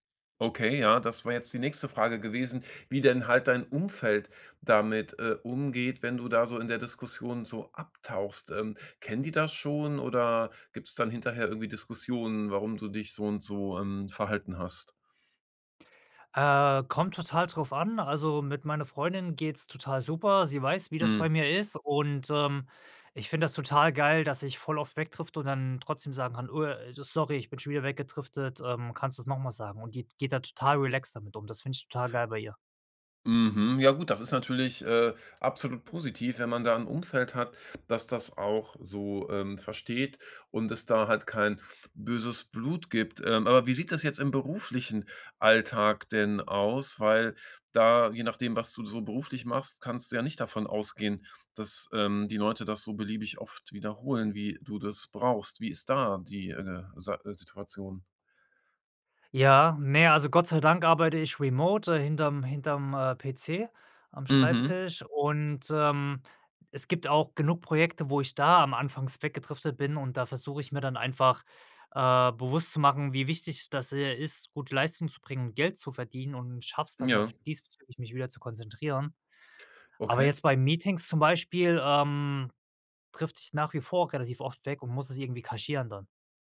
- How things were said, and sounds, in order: other background noise; in English: "remote"
- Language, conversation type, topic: German, podcast, Woran merkst du, dass dich zu viele Informationen überfordern?